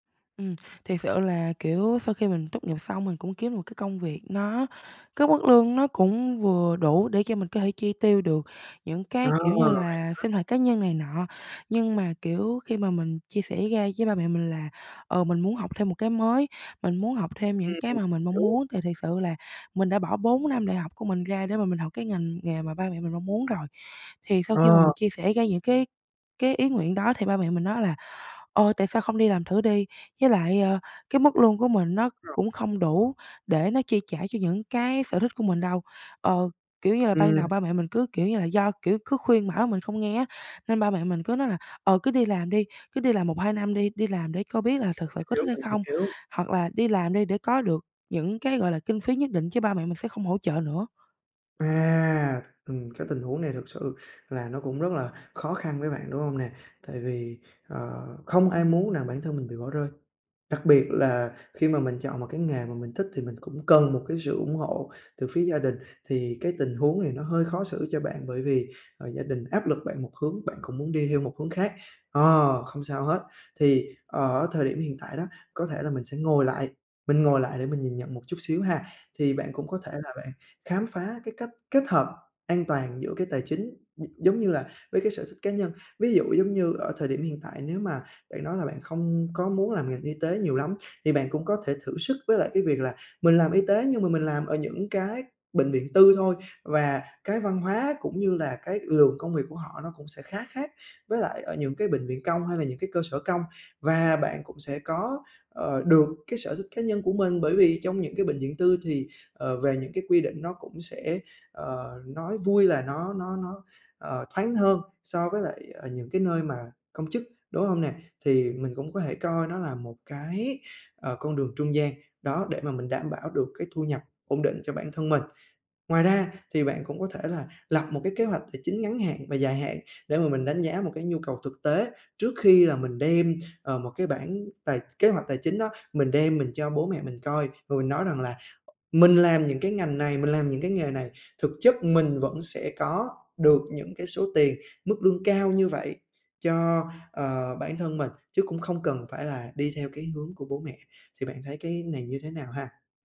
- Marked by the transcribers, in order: other background noise; tapping
- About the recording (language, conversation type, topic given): Vietnamese, advice, Làm sao để đối mặt với áp lực từ gia đình khi họ muốn tôi chọn nghề ổn định và thu nhập cao?